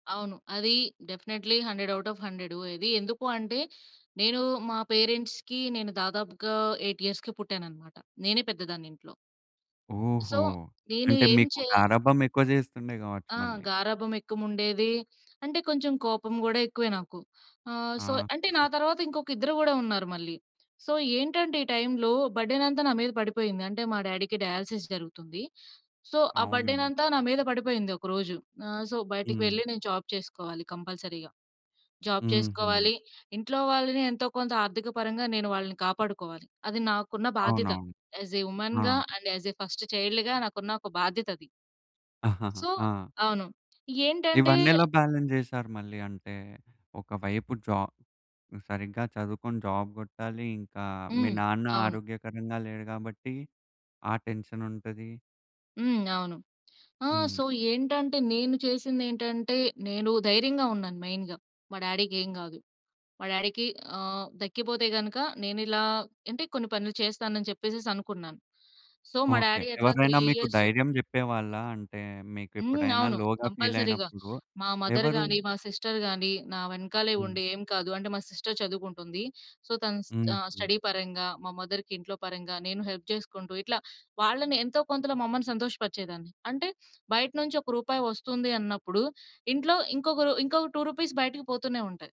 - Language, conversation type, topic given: Telugu, podcast, కుటుంబాన్ని సంతోషపెట్టడం నిజంగా విజయం అని మీరు భావిస్తారా?
- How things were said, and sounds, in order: in English: "డెఫినైట్‌లీ హండ్రెడ్ అవుట్ ఆఫ్ హండ్రెడు"; in English: "పేరెంట్స్‌కి"; in English: "ఎయిట్ ఇయర్స్‌కి"; in English: "సో"; in English: "సో"; in English: "సో"; in English: "టైంలో"; in English: "డ్యాడీకి డయాలిసిస్"; in English: "సో"; in English: "సో"; in English: "జాబ్"; in English: "కంపల్సరీగా. జాబ్"; in English: "యాస్ ఎ ఉమెన్‌గా అండ్ యాస్ ఎ ఫస్ట్ చైల్డ్‌గా"; laugh; in English: "సో"; in English: "బాలన్స్"; in English: "జాబ్"; in English: "జాబ్"; in English: "సో"; in English: "మెయిన్‌గా"; in English: "డ్యాడీకి"; in English: "సో"; in English: "డ్యాడీ"; in English: "త్రీ"; in English: "కంపల్సరీ‌గా"; in English: "లోగా"; in English: "మదర్‌గాని"; in English: "సిస్టర్‌గాని"; in English: "సిస్టర్"; in English: "సో"; in English: "స్టడీ"; in English: "మదర్‌కి"; in English: "హెల్ప్"; in English: "టూ రూపీస్"